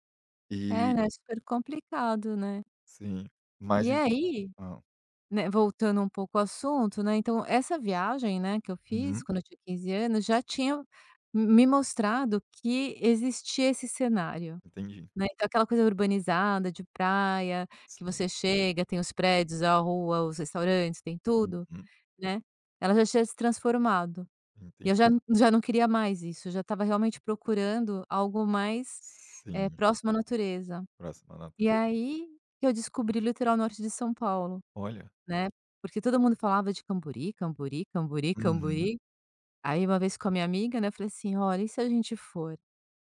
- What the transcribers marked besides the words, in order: other background noise
- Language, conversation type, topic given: Portuguese, podcast, Me conta uma experiência na natureza que mudou sua visão do mundo?